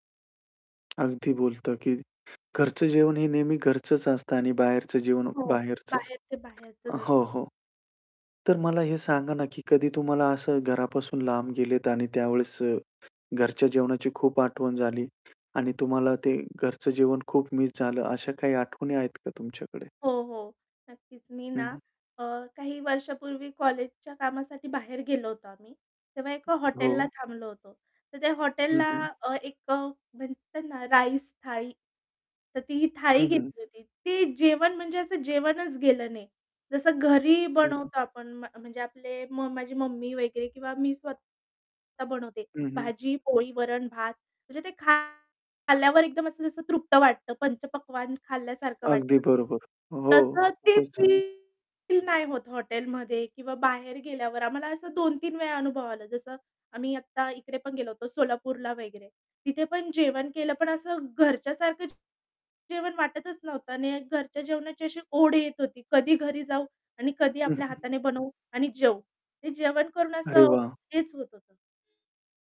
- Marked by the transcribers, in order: tapping; distorted speech; other background noise; unintelligible speech; static
- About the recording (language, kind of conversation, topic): Marathi, podcast, स्वयंपाकघरातील कोणता पदार्थ तुम्हाला घरासारखं वाटायला लावतो?